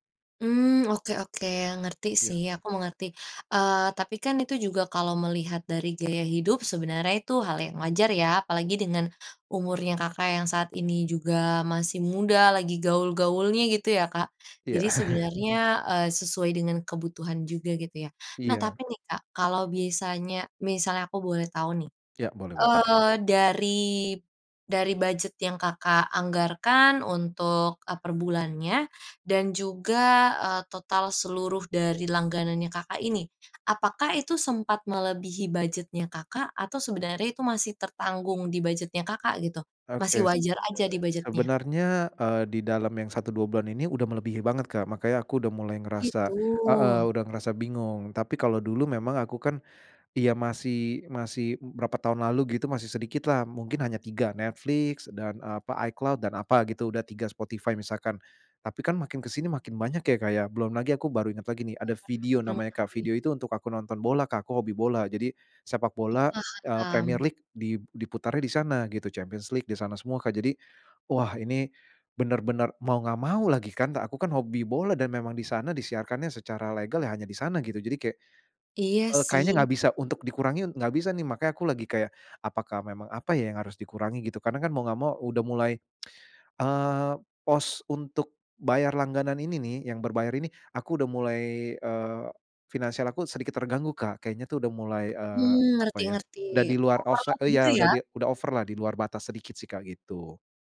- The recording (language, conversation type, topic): Indonesian, advice, Bagaimana cara menentukan apakah saya perlu menghentikan langganan berulang yang menumpuk tanpa disadari?
- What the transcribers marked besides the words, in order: laugh; other background noise; tsk; in English: "overload"